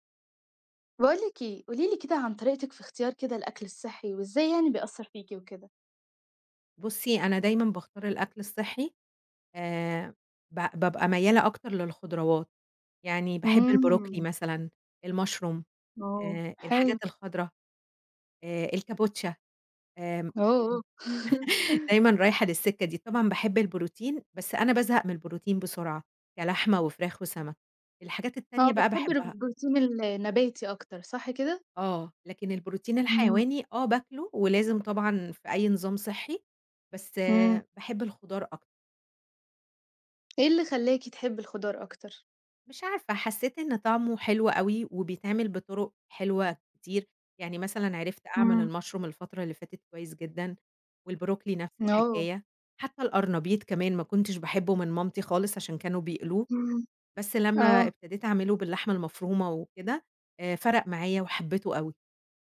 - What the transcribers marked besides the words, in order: in English: "الmushroom"; laugh; laugh; tapping; in English: "الmushroom"
- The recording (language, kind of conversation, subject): Arabic, podcast, إزاي بتختار أكل صحي؟